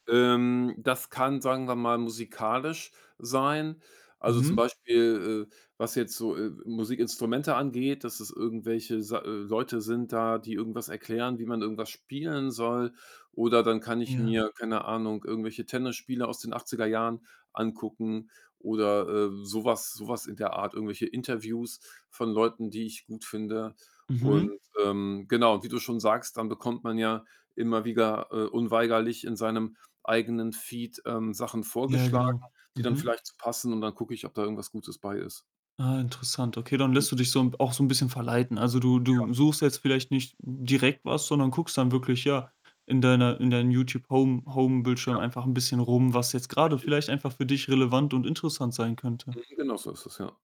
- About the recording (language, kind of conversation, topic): German, podcast, Wie hilft dir der Medienkonsum beim Stressabbau?
- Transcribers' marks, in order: other background noise; mechanical hum; distorted speech